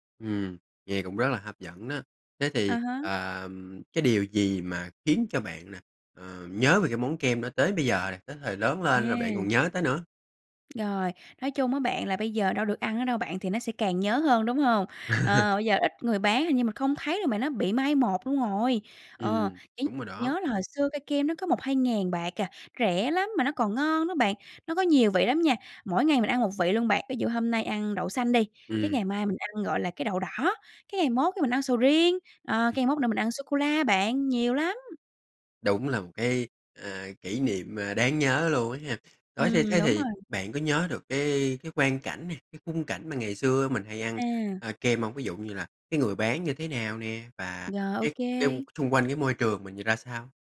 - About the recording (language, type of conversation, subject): Vietnamese, podcast, Bạn có thể kể một kỷ niệm ăn uống thời thơ ấu của mình không?
- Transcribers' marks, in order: tapping; laugh; other background noise